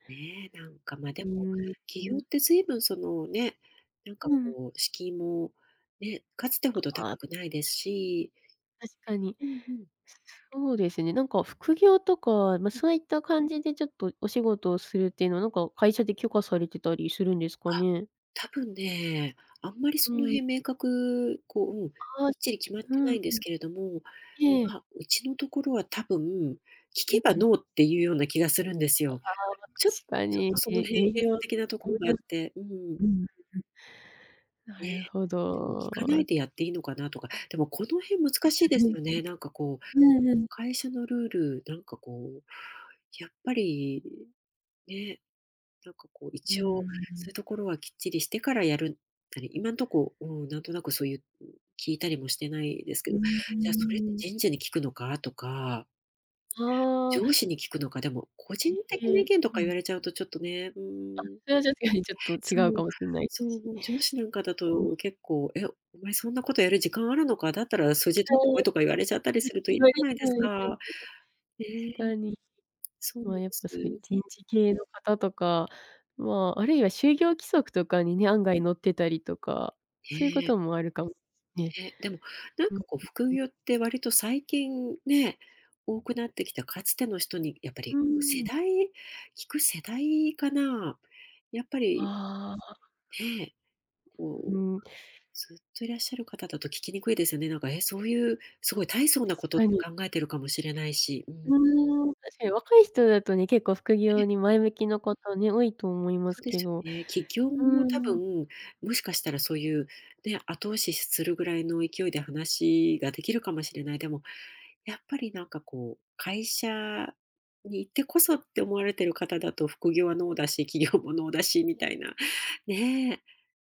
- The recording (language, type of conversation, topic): Japanese, advice, 起業するか今の仕事を続けるか迷っているとき、どう判断すればよいですか？
- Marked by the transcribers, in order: tapping; other background noise; in English: "ノー"; unintelligible speech; unintelligible speech; laughing while speaking: "確かに"; unintelligible speech; in English: "ノー"; laughing while speaking: "起業も ノー だしみたいな"; in English: "ノー"